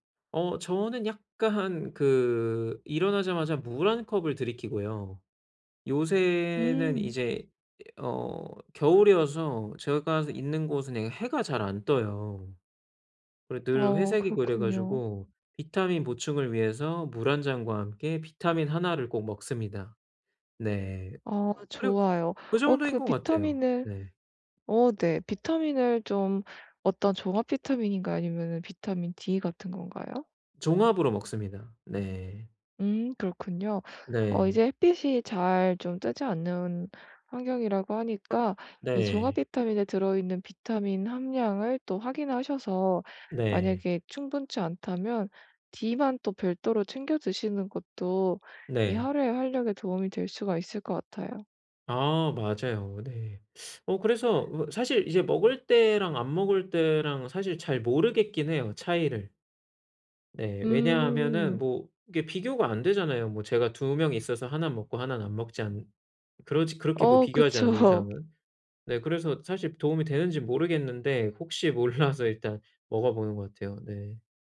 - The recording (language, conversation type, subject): Korean, advice, 하루 동안 에너지를 더 잘 관리하려면 어떻게 해야 하나요?
- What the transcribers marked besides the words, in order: laughing while speaking: "약간"; other background noise; laughing while speaking: "그쵸"; laughing while speaking: "몰라서"